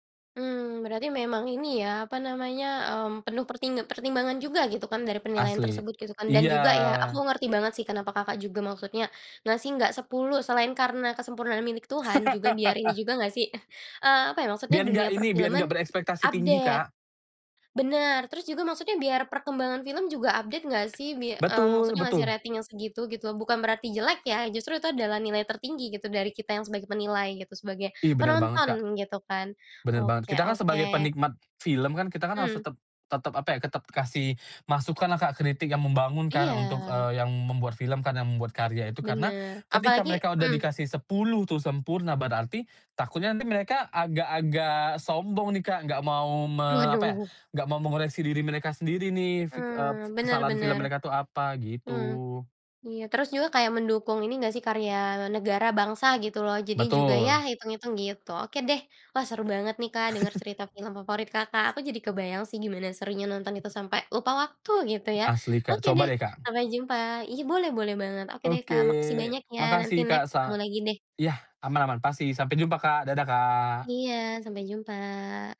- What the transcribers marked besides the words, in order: tapping; laugh; in English: "update"; in English: "update"; other background noise; in English: "rating"; laugh; in English: "next"
- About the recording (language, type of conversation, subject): Indonesian, podcast, Film apa yang bikin kamu sampai lupa waktu saat menontonnya, dan kenapa?